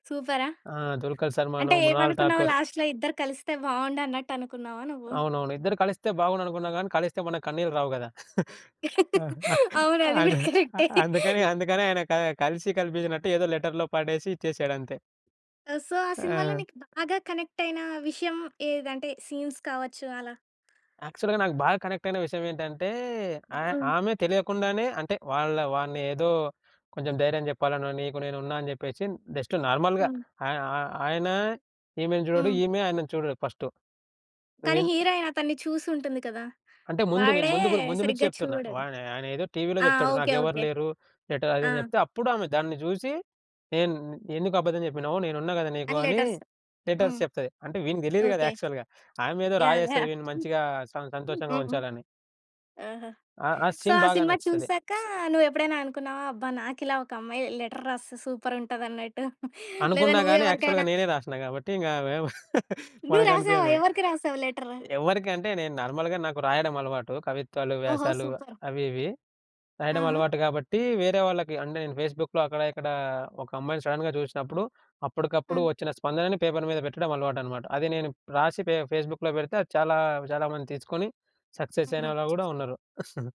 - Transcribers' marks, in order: in English: "లాస్ట్‌లో"; other background noise; laughing while speaking: "అవును. అది గూడా కరెక్టే"; laughing while speaking: "అందు అందుకని అందుకని ఆయన"; in English: "సో"; tapping; in English: "సీన్స్"; in English: "యాక్చువల్‌గా"; in English: "జస్ట్ నార్మల్‌గా"; in English: "అండ్ లెటర్స్"; in English: "లెటర్స్"; in English: "యాక్చువల్‌గా"; in English: "సో"; in English: "సీన్"; in English: "సూపర్"; in English: "యాక్చువల్‌గా"; chuckle; in English: "నార్మల్‌గా"; in English: "సూపర్!"; in English: "ఫేస్‌బుక్‌లో"; in English: "సడెన్‌గా"; in English: "ఫేస్‌బుక్‌లో"; in English: "సక్సెస్"
- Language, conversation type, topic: Telugu, podcast, ఏ సినిమా సన్నివేశం మీ జీవితాన్ని ఎలా ప్రభావితం చేసిందో చెప్పగలరా?